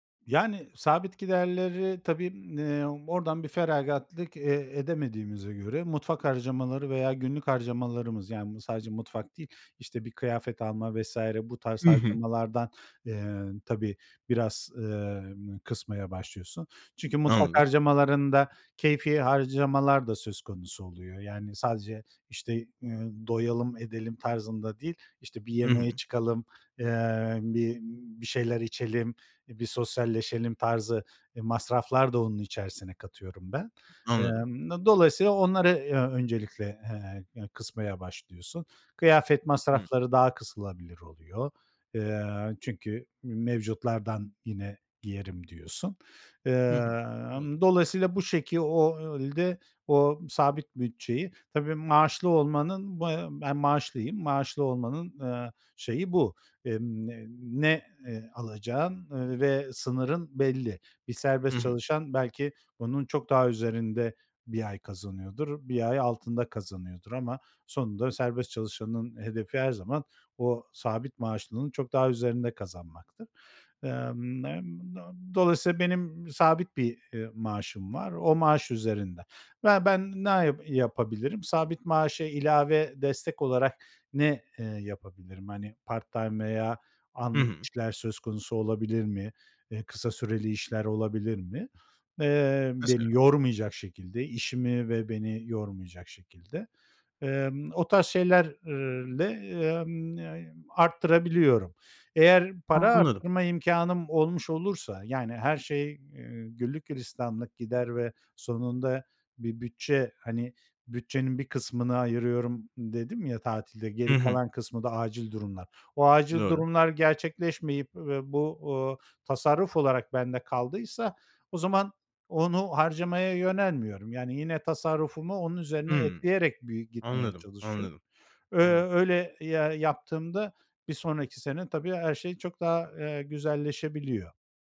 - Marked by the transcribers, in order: drawn out: "Emm"
- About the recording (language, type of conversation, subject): Turkish, podcast, Harcama ve birikim arasında dengeyi nasıl kuruyorsun?